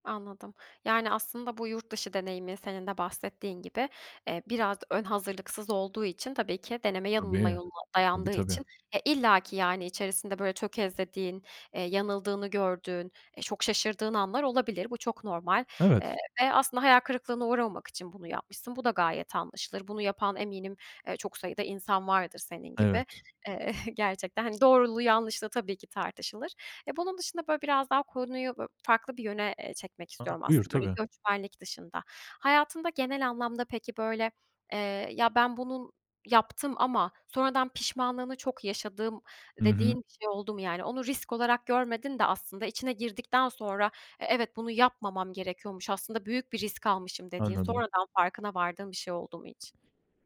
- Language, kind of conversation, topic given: Turkish, podcast, Kendini riske soktuğun ama pişman olmadığın bir anını paylaşır mısın?
- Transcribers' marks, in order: other background noise